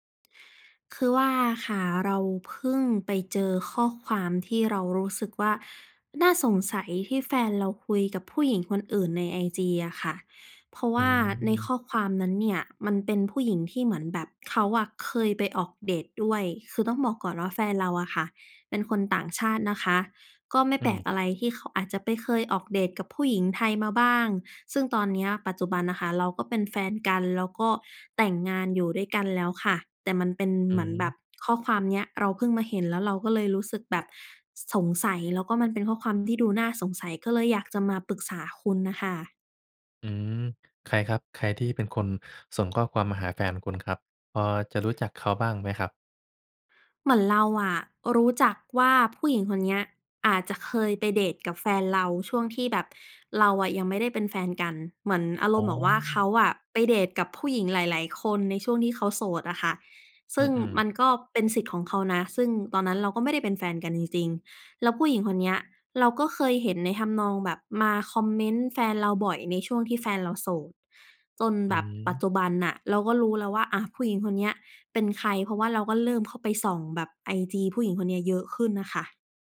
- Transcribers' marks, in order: none
- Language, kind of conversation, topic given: Thai, advice, คุณควรทำอย่างไรเมื่อรู้สึกไม่เชื่อใจหลังพบข้อความน่าสงสัย?